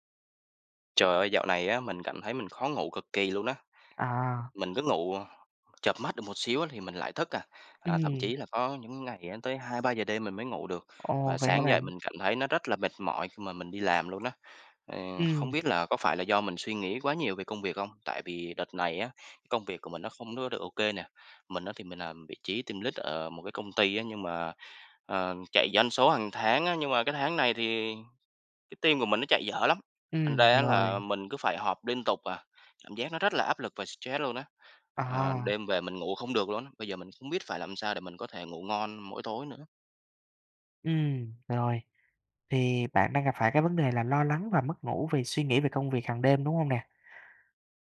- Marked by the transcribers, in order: other background noise; in English: "team lead"; in English: "team"
- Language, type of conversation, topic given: Vietnamese, advice, Làm thế nào để giảm lo lắng và mất ngủ do suy nghĩ về công việc?